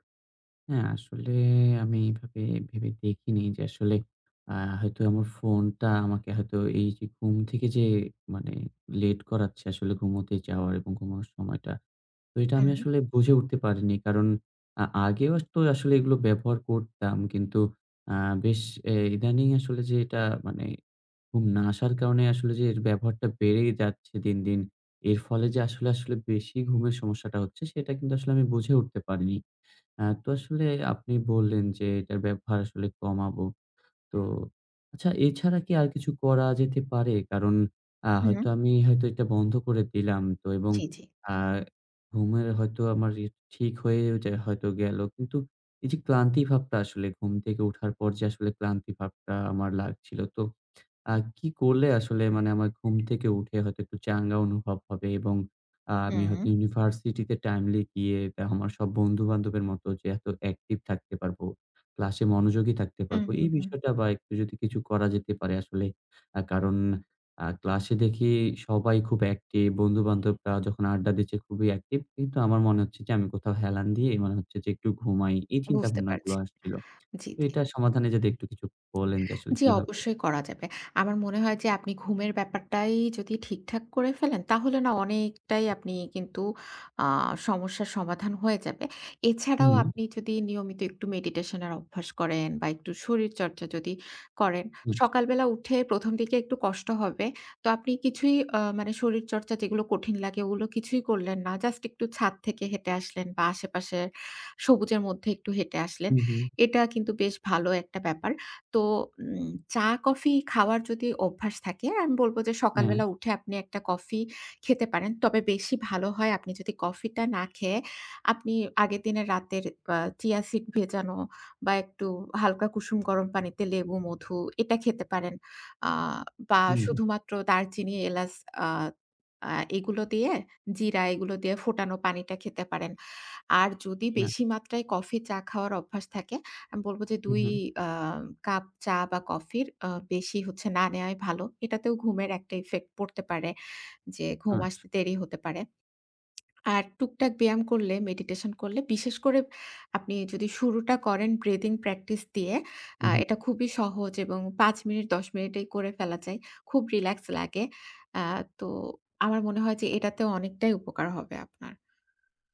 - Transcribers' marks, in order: other background noise; tapping
- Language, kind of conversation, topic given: Bengali, advice, ঘুম থেকে ওঠার পর কেন ক্লান্ত লাগে এবং কীভাবে আরো তরতাজা হওয়া যায়?